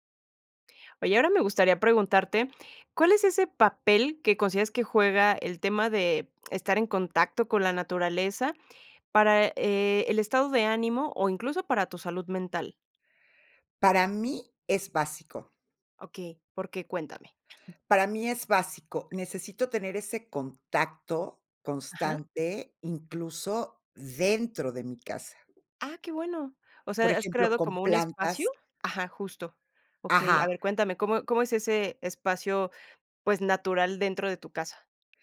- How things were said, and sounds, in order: chuckle
- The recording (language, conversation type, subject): Spanish, podcast, ¿Qué papel juega la naturaleza en tu salud mental o tu estado de ánimo?